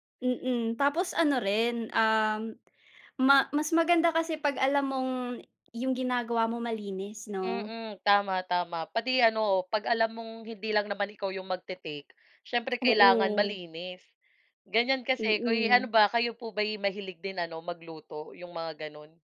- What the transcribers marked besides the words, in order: none
- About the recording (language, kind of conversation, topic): Filipino, unstructured, Ano ang palagay mo sa mga taong labis na mahilig maghugas ng kamay?